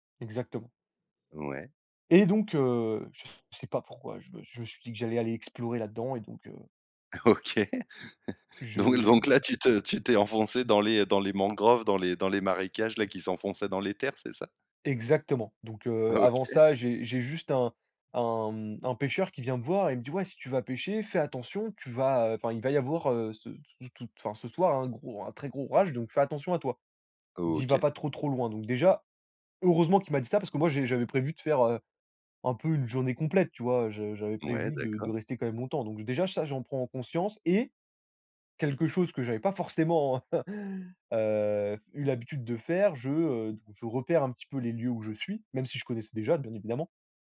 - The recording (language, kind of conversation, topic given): French, podcast, Peux-tu nous raconter une de tes aventures en solo ?
- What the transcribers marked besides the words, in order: exhale; laughing while speaking: "OK, donc donc là tu te tu t'es enfoncé"; other background noise; stressed: "et"; chuckle